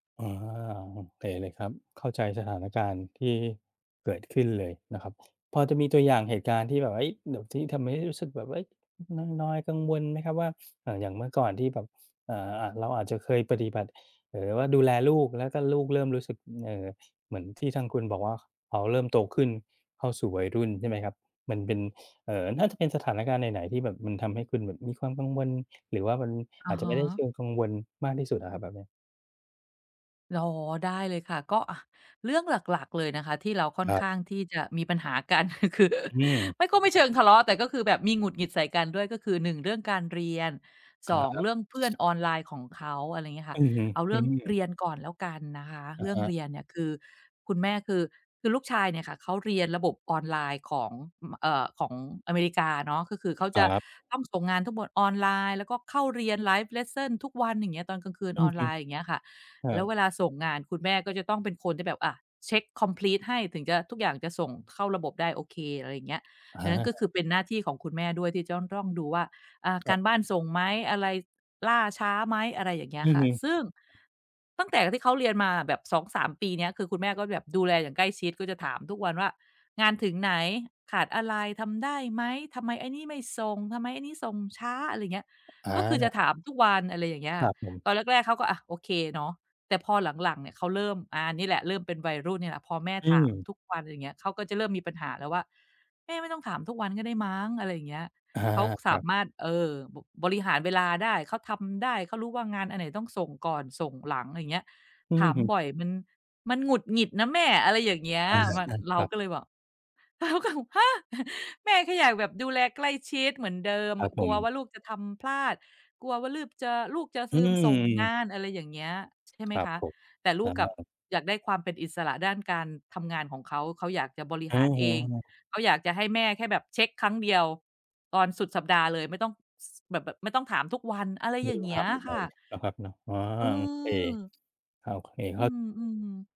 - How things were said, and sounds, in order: other background noise; tapping; chuckle; laughing while speaking: "คือ"; other noise; in English: "Live Lesson"; in English: "คอมพลีต"; laughing while speaking: "เราก็แบบ"
- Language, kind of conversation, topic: Thai, advice, คุณจะรักษาสมดุลระหว่างความใกล้ชิดกับความเป็นอิสระในความสัมพันธ์ได้อย่างไร?